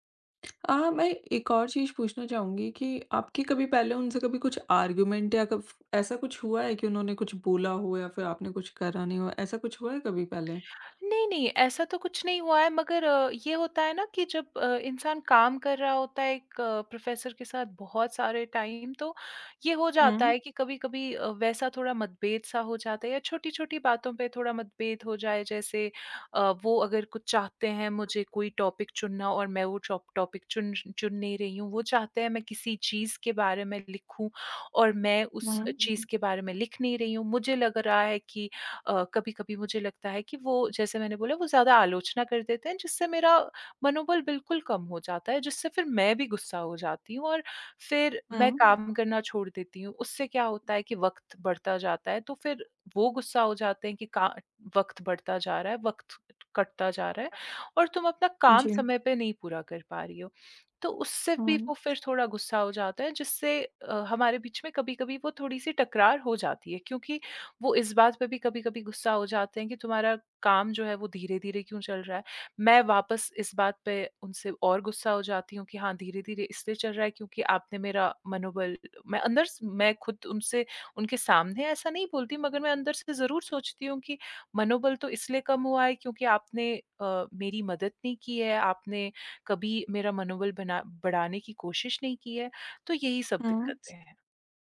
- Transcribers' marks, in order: lip smack; in English: "आर्ग्युमेंट"; other background noise; in English: "प्रोफ़ेसर"; in English: "टाइम"; in English: "टॉपिक"; in English: "टॉपिक"; tapping
- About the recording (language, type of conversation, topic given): Hindi, advice, आलोचना के बाद मेरा रचनात्मक आत्मविश्वास क्यों खो गया?